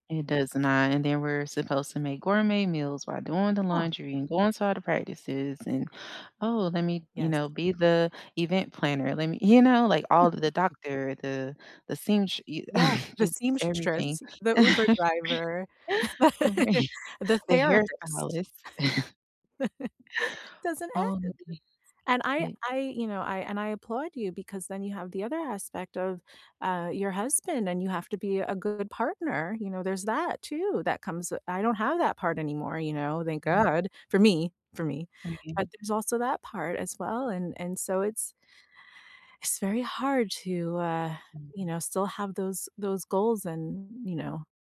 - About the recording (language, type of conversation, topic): English, unstructured, What do you do when your goals conflict with someone else’s expectations?
- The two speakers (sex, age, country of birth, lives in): female, 35-39, United States, United States; female, 40-44, United States, United States
- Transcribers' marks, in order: chuckle; laugh; chuckle; scoff; laugh; laughing while speaking: "Right"; chuckle; tapping; other background noise; stressed: "for me"